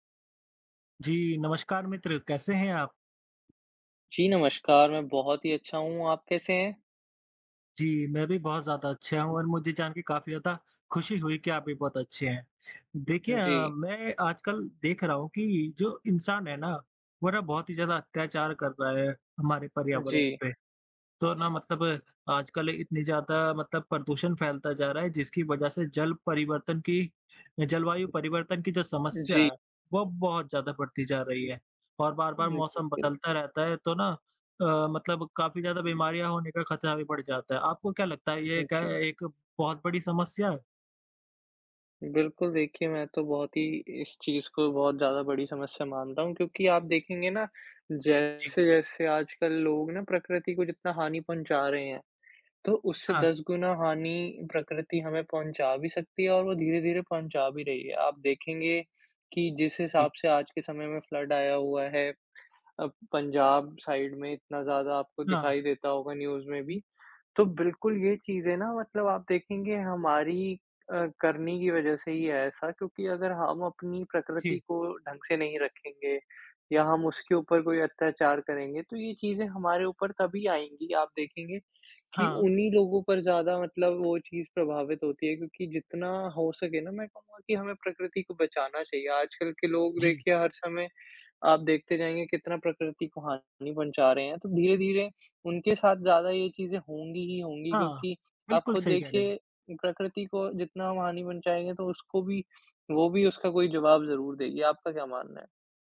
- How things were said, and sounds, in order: tapping; other background noise; in English: "फ्लड"; in English: "साइड"; in English: "न्यूज़"
- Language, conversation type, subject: Hindi, unstructured, क्या जलवायु परिवर्तन को रोकने के लिए नीतियाँ और अधिक सख्त करनी चाहिए?